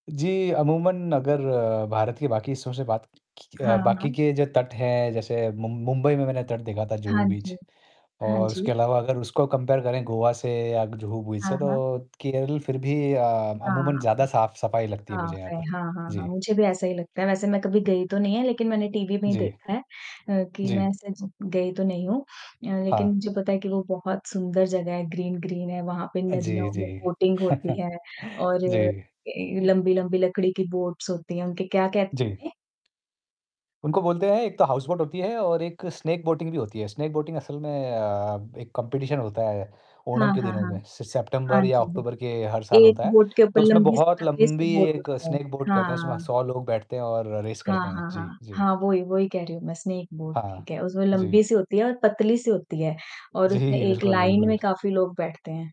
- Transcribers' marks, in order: distorted speech; static; other background noise; in English: "कंपेयर"; in English: "ग्रीन-ग्रीन"; in English: "बोटिंग"; chuckle; in English: "बोट्स"; in English: "हाउस बोट"; in English: "स्नैक बोटिंग"; in English: "स्नैक बोटिंग"; in English: "कॉम्पिटिशन"; in English: "सि सेप्टेंम्बर"; in English: "बोट"; in English: "स्नैक बोट"; in English: "रेस"; in English: "स्नेक बोट"; laughing while speaking: "जी"; in English: "लाइन"
- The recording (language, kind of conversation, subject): Hindi, unstructured, क्या आप गंदे समुद्र तटों या नदियों को देखकर दुखी होते हैं?